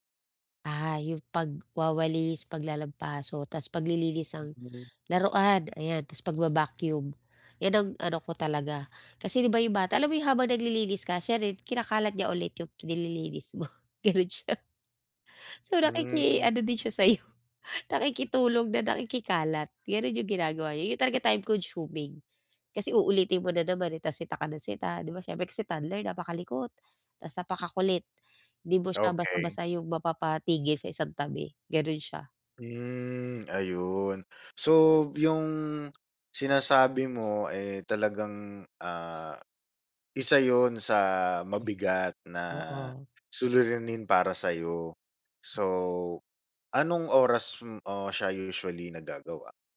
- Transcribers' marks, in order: laughing while speaking: "ganon siya"; laughing while speaking: "sa'yo, nakikitulong na nakikikalat"
- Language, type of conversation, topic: Filipino, advice, Paano ko mababalanse ang pahinga at mga gawaing-bahay tuwing katapusan ng linggo?